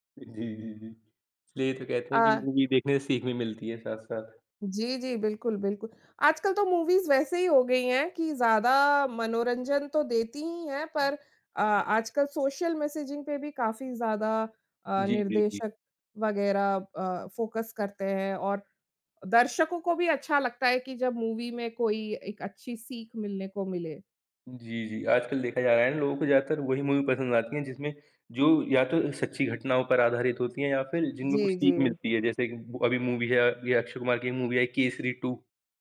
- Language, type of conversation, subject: Hindi, unstructured, क्या फिल्म के किरदारों का विकास कहानी को बेहतर बनाता है?
- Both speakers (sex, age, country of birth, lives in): female, 35-39, India, India; male, 20-24, India, India
- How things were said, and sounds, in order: tapping; in English: "मूवी"; in English: "मूवीज़"; other noise; in English: "सोशल मेसेजिंग"; other background noise; in English: "फ़ोकस"; in English: "मूवी"; in English: "मूवी"; in English: "मूवी"; in English: "मूवी"